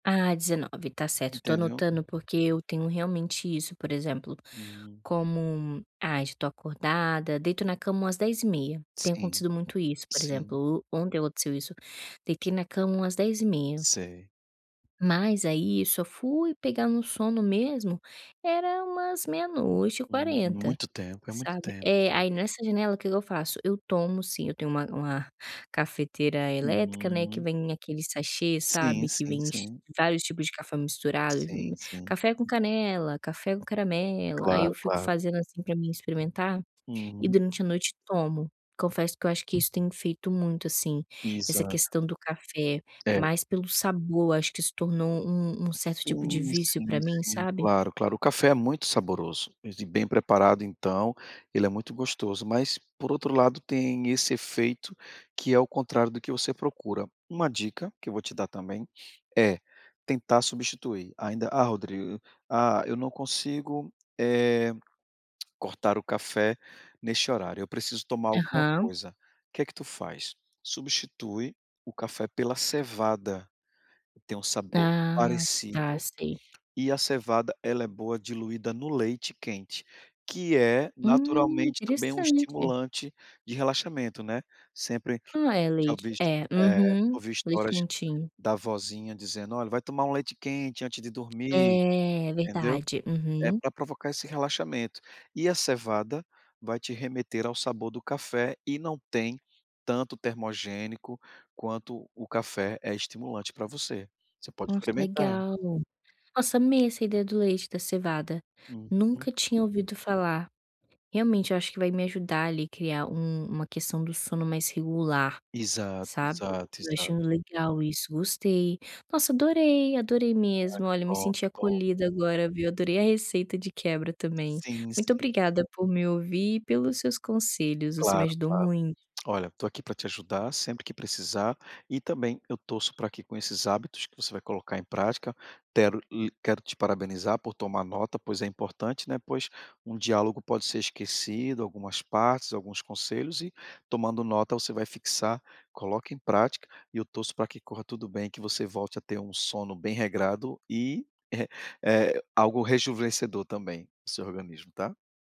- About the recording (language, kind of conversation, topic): Portuguese, advice, Como posso estabelecer um horário de sono regular e sustentável?
- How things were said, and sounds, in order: tapping; unintelligible speech; unintelligible speech; tongue click; other background noise; chuckle